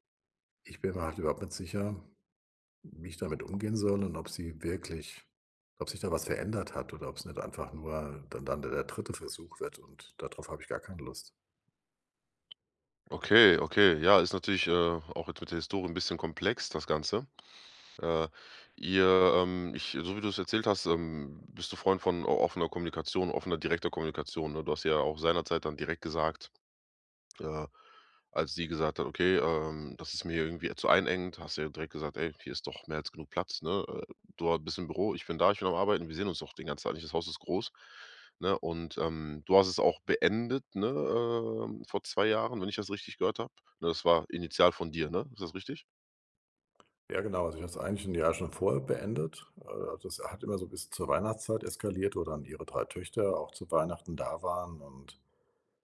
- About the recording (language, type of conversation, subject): German, advice, Bin ich emotional bereit für einen großen Neuanfang?
- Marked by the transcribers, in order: tapping